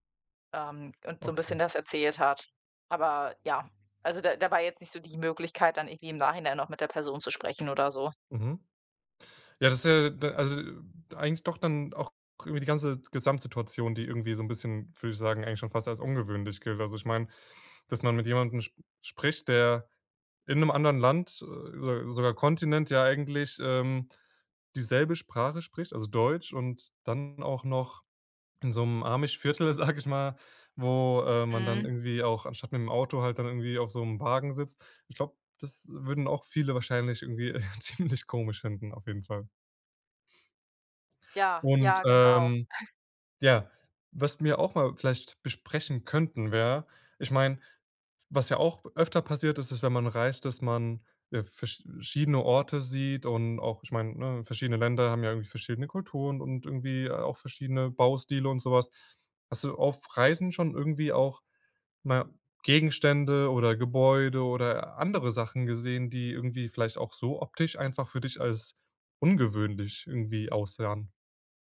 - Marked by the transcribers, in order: joyful: "sage ich mal"; joyful: "äh, ziemlich komisch"; sniff; snort
- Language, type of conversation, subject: German, podcast, Was war deine ungewöhnlichste Begegnung auf Reisen?